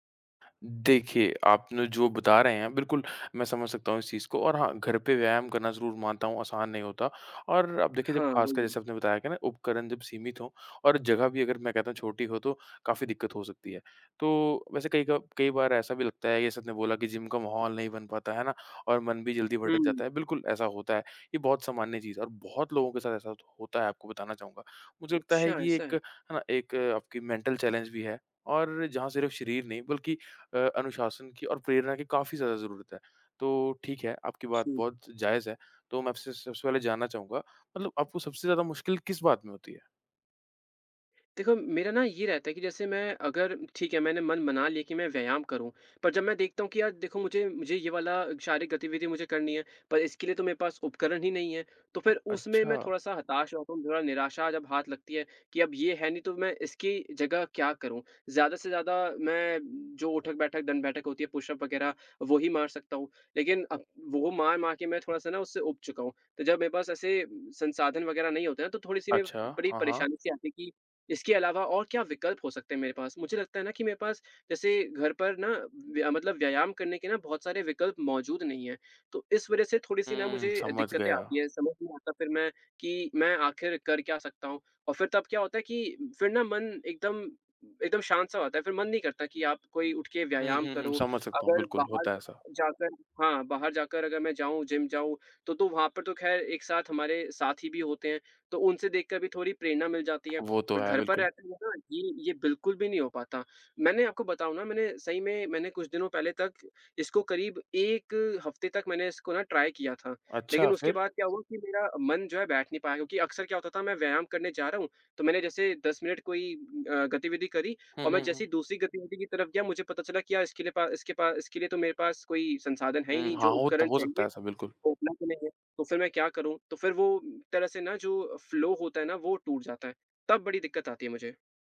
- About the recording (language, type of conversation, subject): Hindi, advice, घर पर सीमित उपकरणों के साथ व्यायाम करना आपके लिए कितना चुनौतीपूर्ण है?
- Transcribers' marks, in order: tapping; in English: "मेंटल चैलेंज"; other background noise; in English: "पुशअप"; horn; in English: "ट्राई"; in English: "फ़्लो"